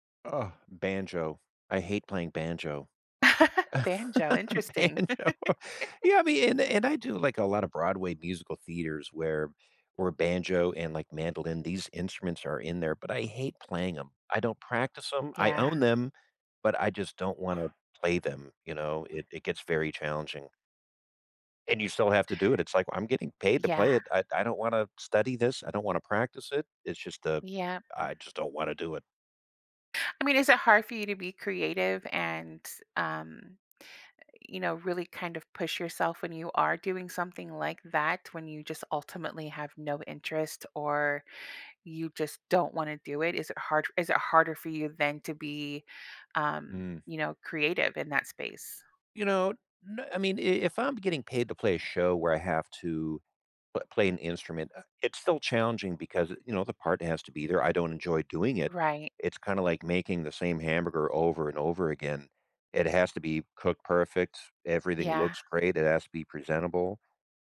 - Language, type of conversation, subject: English, unstructured, How can one get creatively unstuck when every idea feels flat?
- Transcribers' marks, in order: laugh; laughing while speaking: "Banjo"; laugh; laugh; dog barking